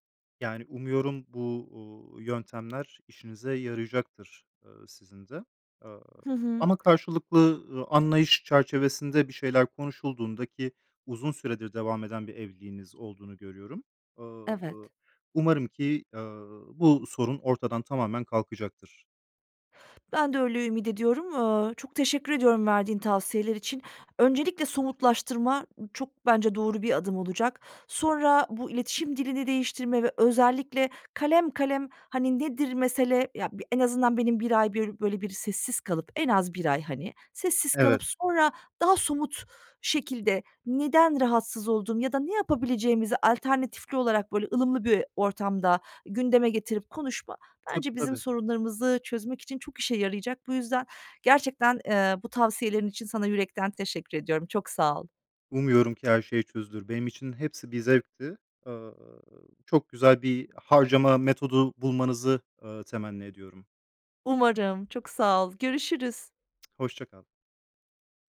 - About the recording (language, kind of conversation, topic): Turkish, advice, Eşinizle harcama öncelikleri konusunda neden anlaşamıyorsunuz?
- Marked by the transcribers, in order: tapping; other background noise